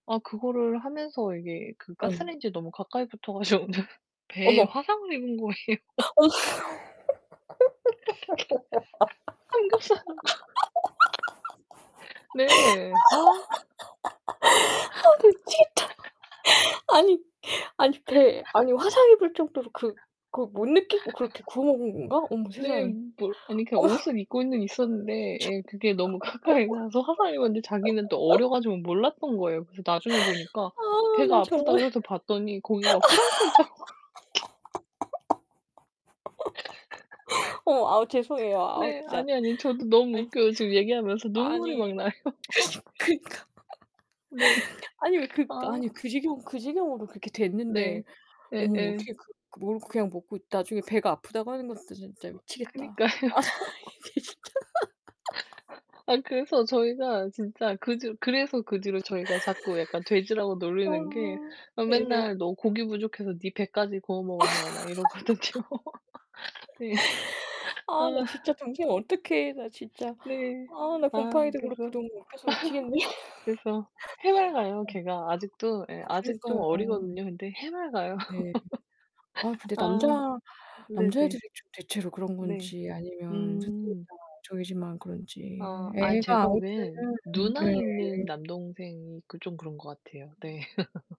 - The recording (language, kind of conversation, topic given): Korean, unstructured, 가족 모임에서 가장 재미있었던 에피소드는 무엇인가요?
- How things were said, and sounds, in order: laughing while speaking: "가지고는"; laughing while speaking: "거에요"; laugh; other noise; laugh; laughing while speaking: "아 아 나 미치겠다. 아니"; laugh; laughing while speaking: "한국 사람"; laugh; tapping; laugh; laugh; laughing while speaking: "가까이 가서"; laughing while speaking: "어"; unintelligible speech; laugh; laughing while speaking: "아, 나 정말"; laughing while speaking: "프라이팬 자국이"; laugh; laugh; other background noise; laughing while speaking: "그니 그니까"; laughing while speaking: "나요"; laugh; distorted speech; laughing while speaking: "그니까요"; laugh; laughing while speaking: "이게 진짜로"; laugh; laugh; laughing while speaking: "이러거든요"; laugh; sniff; laugh; laughing while speaking: "미치겠네"; laugh; laugh; unintelligible speech; laugh